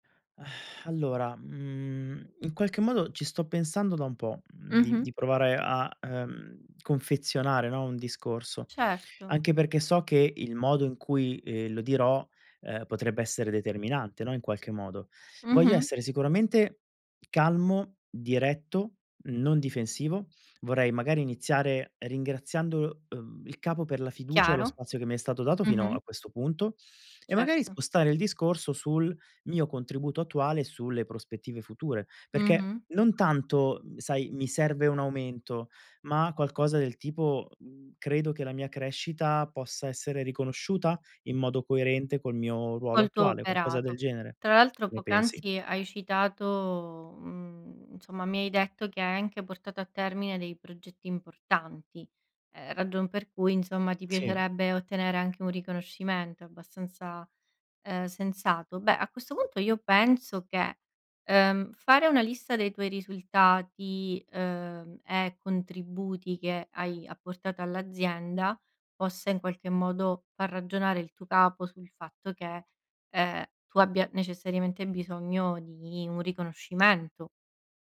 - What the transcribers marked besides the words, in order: sigh; other background noise; tapping; "insomma" said as "nsomma"
- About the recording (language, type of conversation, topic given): Italian, advice, Come posso chiedere al mio capo un aumento o una promozione?